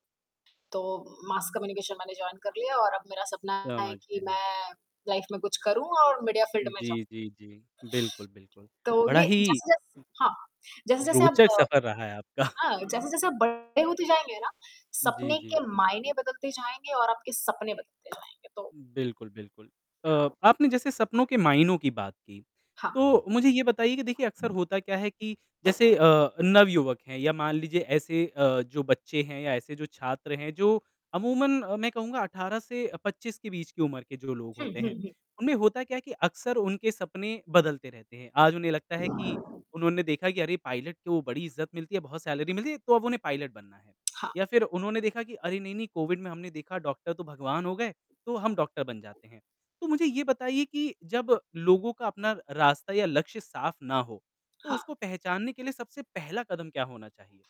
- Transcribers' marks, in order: static; mechanical hum; in English: "मास कम्युनिकेशन"; in English: "जॉइन"; distorted speech; in English: "लाइफ"; in English: "मीडिया फ़ील्ड"; laughing while speaking: "आपका"; other background noise; tapping; in English: "पायलट"; in English: "सैलरी"; in English: "पायलट"
- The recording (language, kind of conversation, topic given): Hindi, podcast, सपनों को हकीकत में कैसे बदला जा सकता है?